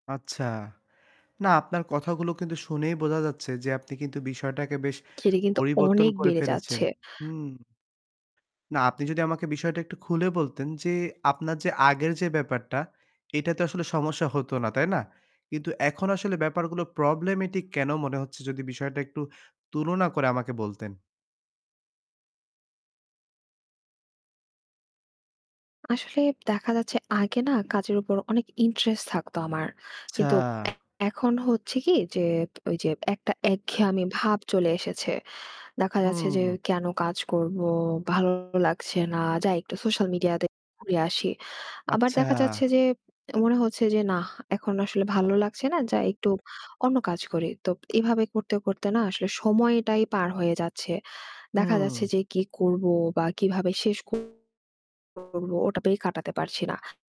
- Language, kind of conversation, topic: Bengali, advice, ডেডলাইন কাছে এলে আপনি চাপ কীভাবে সামলাবেন?
- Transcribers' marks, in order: static; "আপনি" said as "আপ্তি"; in English: "problematic"; distorted speech; "একঘেয়েমি" said as "একঘেয়ামি"